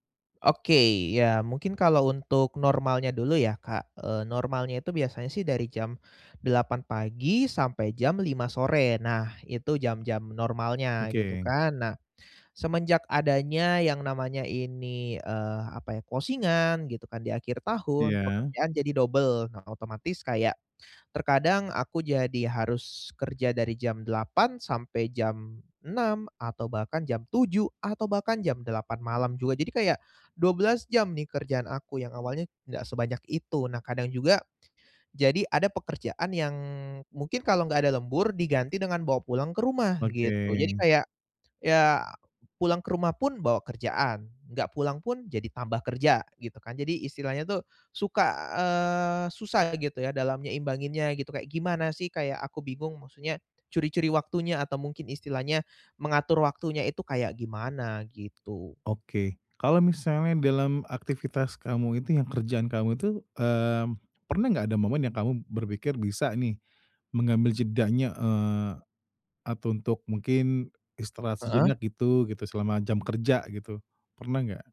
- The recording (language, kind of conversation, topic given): Indonesian, advice, Bagaimana cara menyeimbangkan waktu istirahat saat pekerjaan sangat sibuk?
- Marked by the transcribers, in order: in English: "closing-an"; other background noise